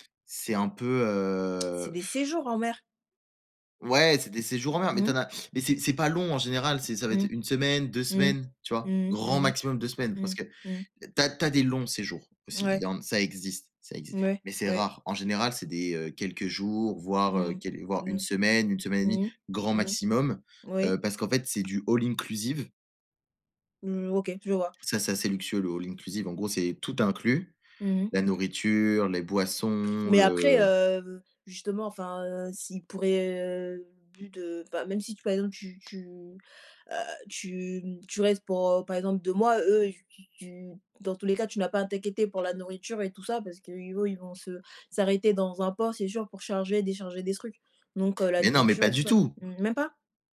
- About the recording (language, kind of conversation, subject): French, unstructured, Les voyages en croisière sont-ils plus luxueux que les séjours en auberge ?
- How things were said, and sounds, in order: blowing; other background noise; stressed: "Grand"; stressed: "rare"; tapping; in English: "all inclusive"; in English: "all inclusive"